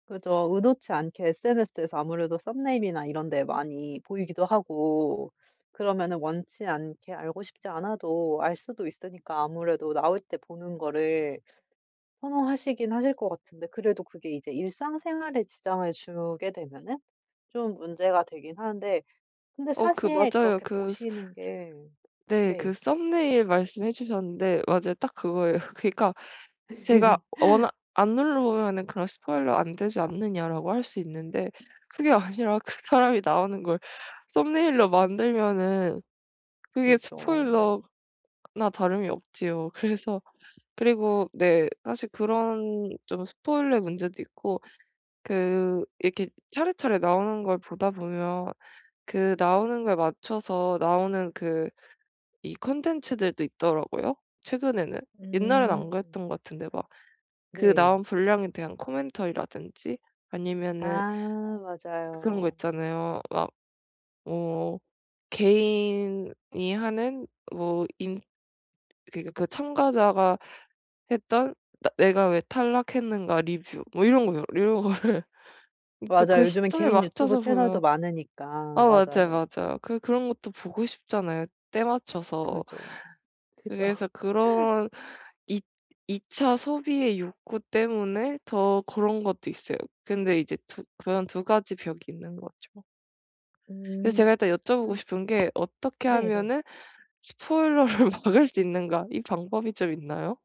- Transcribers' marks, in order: other background noise; laughing while speaking: "그거예요"; laugh; tapping; laughing while speaking: "이런 거를"; laughing while speaking: "그죠"; laughing while speaking: "스포일러를 막을"
- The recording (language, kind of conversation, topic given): Korean, advice, 디지털 기기 사용을 줄이고 건강한 사용 경계를 어떻게 정할 수 있을까요?